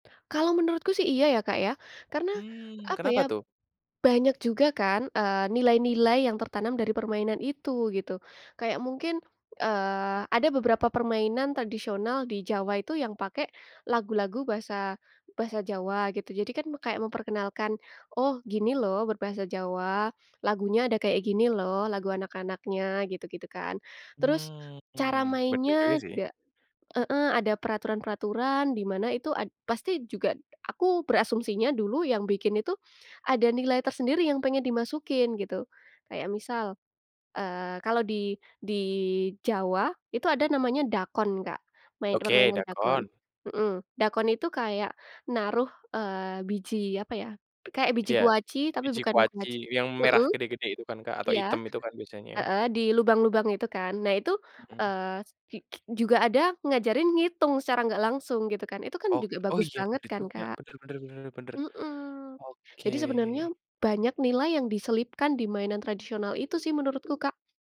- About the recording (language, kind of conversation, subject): Indonesian, podcast, Permainan tradisional apa yang paling sering kamu mainkan saat kecil?
- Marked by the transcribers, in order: tapping